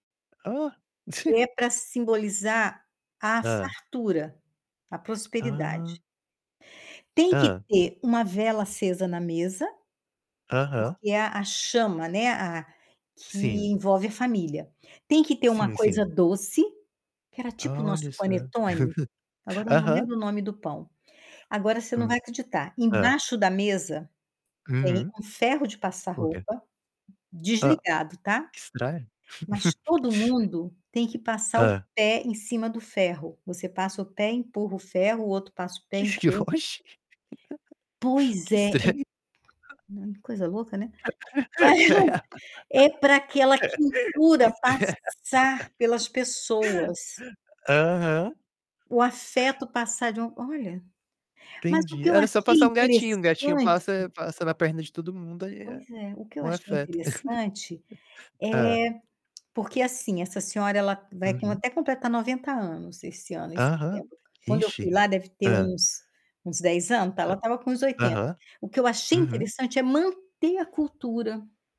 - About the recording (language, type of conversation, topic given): Portuguese, unstructured, Você já sentiu tristeza ao ver uma cultura ser esquecida?
- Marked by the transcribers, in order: other background noise; chuckle; tapping; chuckle; distorted speech; chuckle; laughing while speaking: "Que que oxi, que estranho"; unintelligible speech; laugh; laughing while speaking: "Cred que estr aham"; laugh; laugh; chuckle